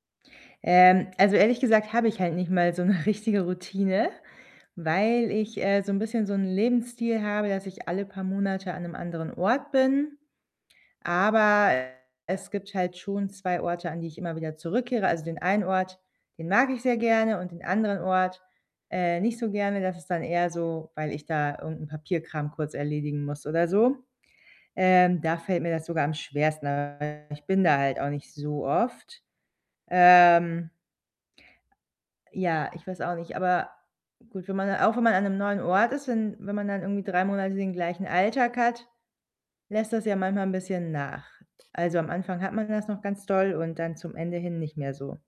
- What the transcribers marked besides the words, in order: laughing while speaking: "richtige"; tapping; distorted speech; other background noise; unintelligible speech
- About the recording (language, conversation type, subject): German, advice, Wie kann ich im Alltag kleine Freuden bewusst wahrnehmen, auch wenn ich gestresst bin?